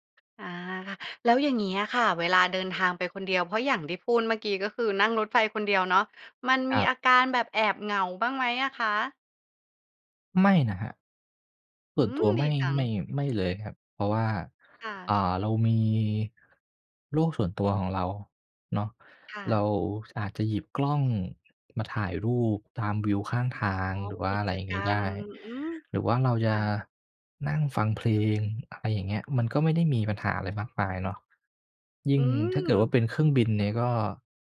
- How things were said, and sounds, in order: none
- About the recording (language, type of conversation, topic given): Thai, podcast, เคยเดินทางคนเดียวแล้วเป็นยังไงบ้าง?